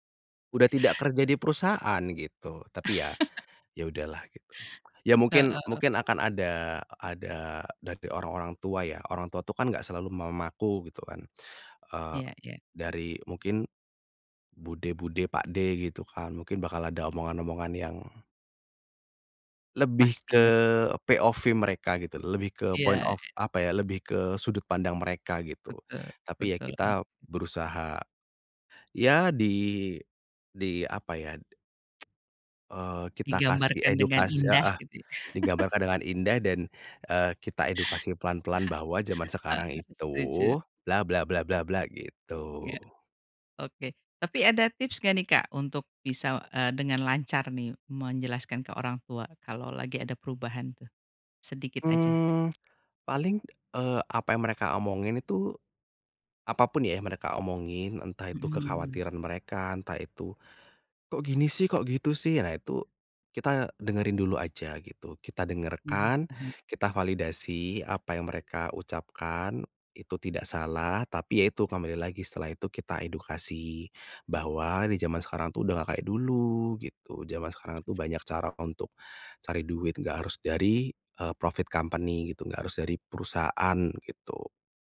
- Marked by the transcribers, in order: laugh; other background noise; tapping; in English: "point of"; tsk; chuckle; chuckle; in English: "profit company"
- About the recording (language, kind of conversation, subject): Indonesian, podcast, Bagaimana cara menjelaskan kepada orang tua bahwa kamu perlu mengubah arah karier dan belajar ulang?
- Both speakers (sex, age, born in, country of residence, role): female, 45-49, Indonesia, Indonesia, host; male, 30-34, Indonesia, Indonesia, guest